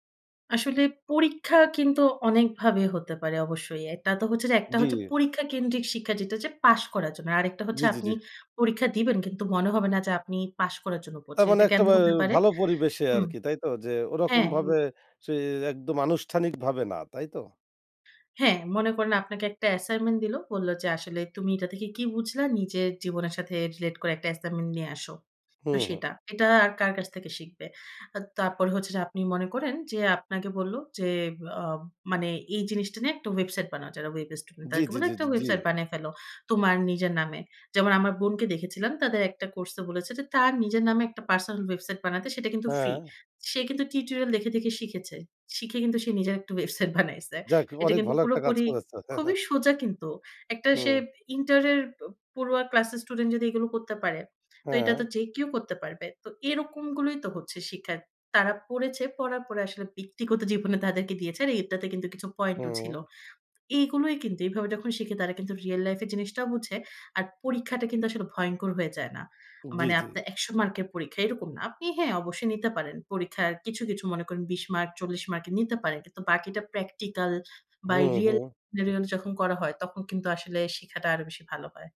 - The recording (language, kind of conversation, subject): Bengali, podcast, পরীক্ষাকেন্দ্রিক শিক্ষা বদলালে কী পরিবর্তন আসবে বলে আপনি মনে করেন?
- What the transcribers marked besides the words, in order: laughing while speaking: "ওয়েবসাইট বানাইছে"; chuckle; unintelligible speech